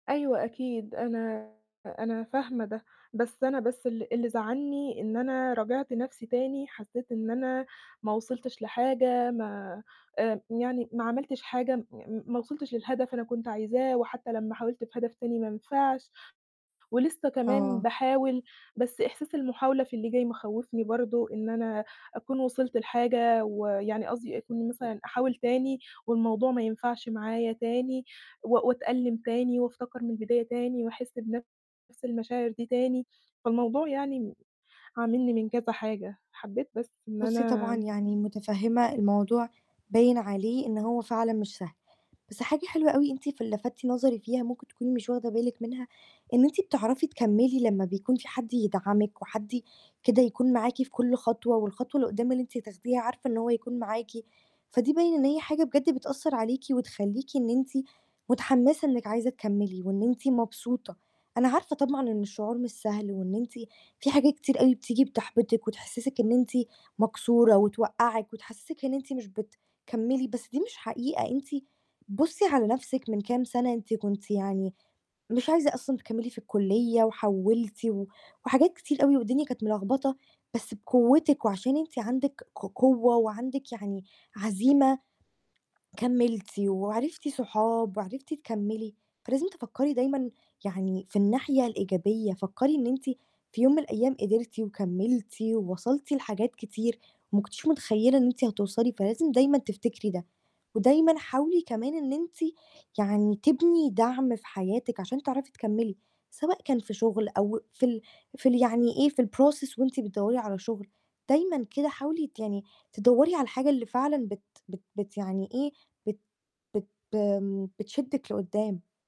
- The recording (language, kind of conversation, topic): Arabic, advice, إزاي أقدر ألاقي معنى في التجارب الصعبة اللي بمرّ بيها؟
- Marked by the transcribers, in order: distorted speech; other background noise; in English: "الprocess"